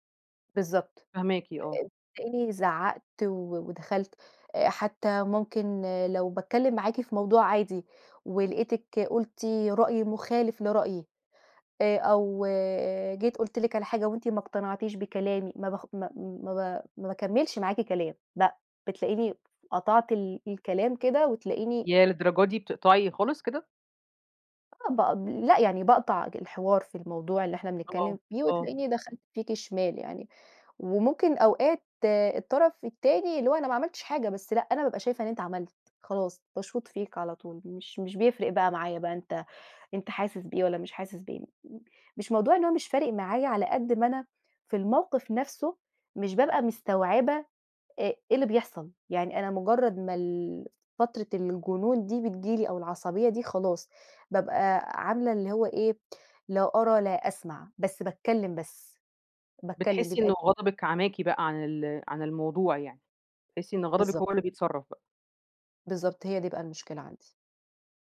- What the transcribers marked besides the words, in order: other background noise; tapping
- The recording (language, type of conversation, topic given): Arabic, advice, ازاي نوبات الغضب اللي بتطلع مني من غير تفكير بتبوّظ علاقتي بالناس؟